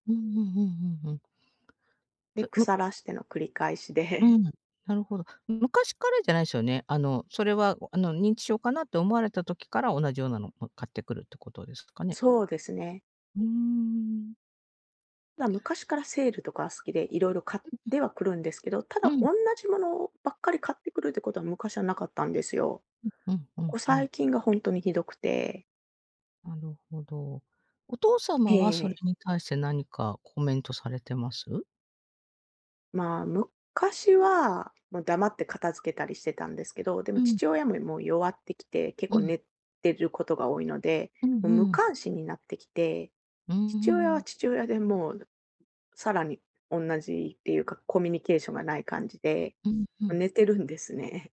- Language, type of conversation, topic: Japanese, advice, 家族とのコミュニケーションを改善するにはどうすればよいですか？
- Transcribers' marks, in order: laughing while speaking: "返しで"